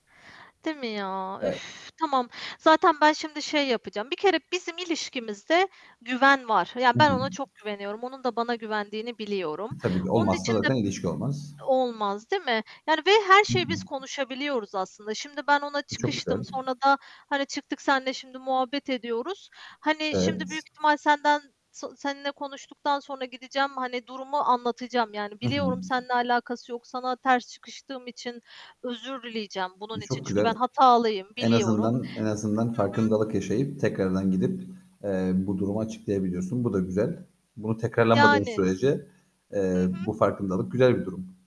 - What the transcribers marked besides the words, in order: other background noise; static; distorted speech
- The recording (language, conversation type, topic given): Turkish, unstructured, Kıskançlık bir ilişkide ne kadar normaldir?